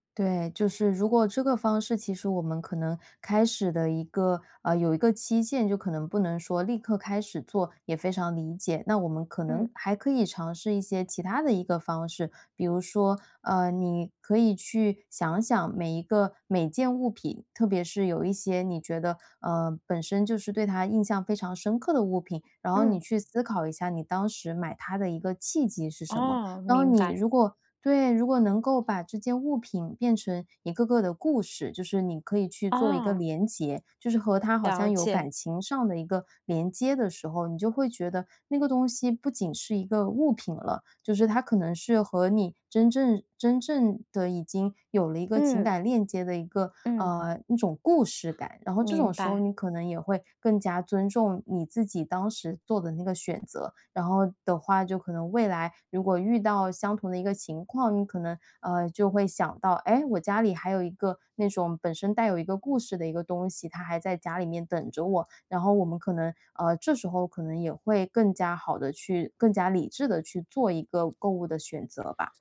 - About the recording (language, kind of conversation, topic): Chinese, advice, 我怎样才能对现有的物品感到满足？
- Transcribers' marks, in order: other background noise